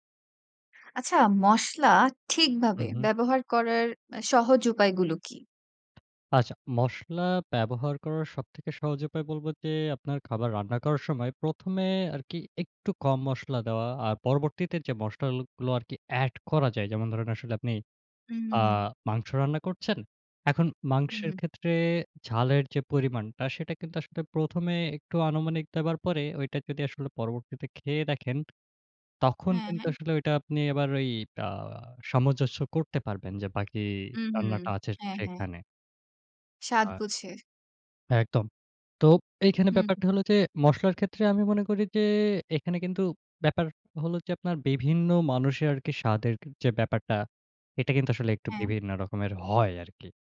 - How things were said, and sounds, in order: other background noise; "মসলাগুলো" said as "মসলালগুলো"; tapping
- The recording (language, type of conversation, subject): Bengali, podcast, মশলা ঠিকভাবে ব্যবহার করার সহজ উপায় কী?